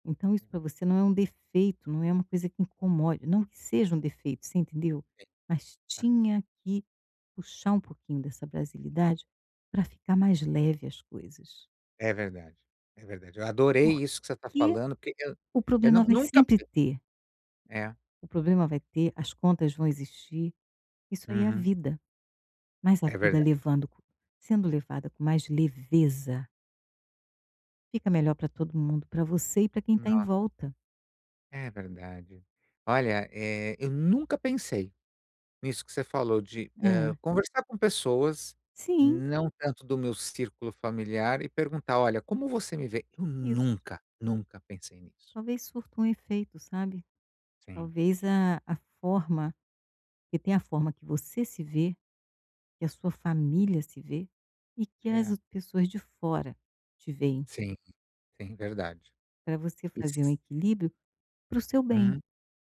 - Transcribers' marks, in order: none
- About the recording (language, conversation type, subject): Portuguese, advice, Como posso equilibrar minhas expectativas com a realidade ao definir metas importantes?